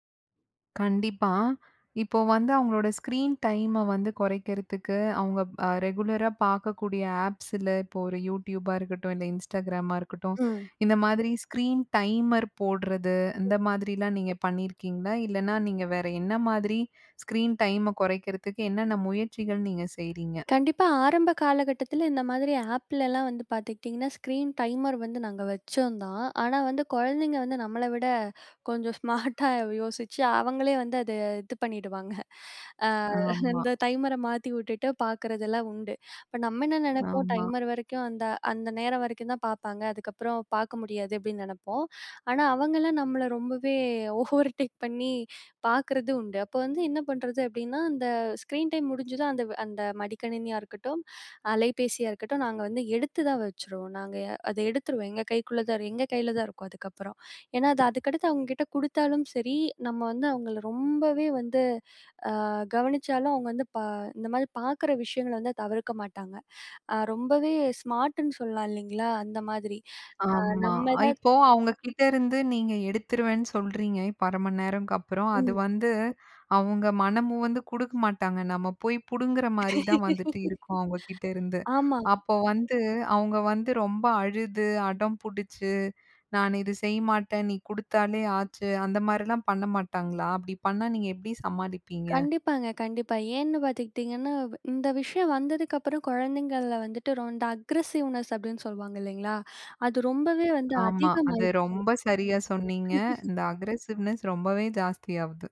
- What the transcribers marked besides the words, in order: in English: "ஸ்க்ரீன் டைம்ம"; in English: "ஸ்க்ரீன் டைமர்"; other background noise; in English: "ஸ்க்ரீன் டைம்ம"; breath; tapping; in English: "ஸ்க்ரீன் டைமர்"; laughing while speaking: "ஸ்மார்ட்டா யோசிச்சு"; laughing while speaking: "ஓவர்டேக் பண்ணி"; in English: "ஸ்க்ரீன் டைம்"; laugh; in English: "அக்ரஸிவ்னஸ்"; in English: "அக்ரஸிவ்னஸ்"; laugh
- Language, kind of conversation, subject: Tamil, podcast, குழந்தைகள் டிஜிட்டல் சாதனங்களுடன் வளரும்போது பெற்றோர் என்னென்ன விஷயங்களை கவனிக்க வேண்டும்?
- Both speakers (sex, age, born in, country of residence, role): female, 20-24, India, India, guest; female, 35-39, India, India, host